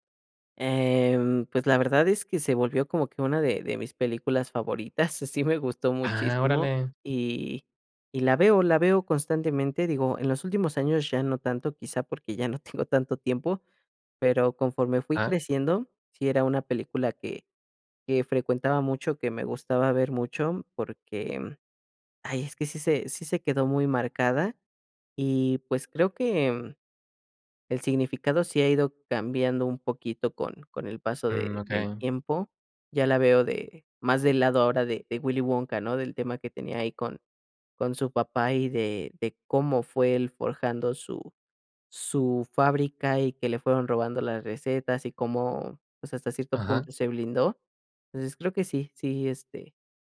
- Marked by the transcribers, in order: drawn out: "Em"
- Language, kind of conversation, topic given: Spanish, podcast, ¿Qué película te marcó de joven y por qué?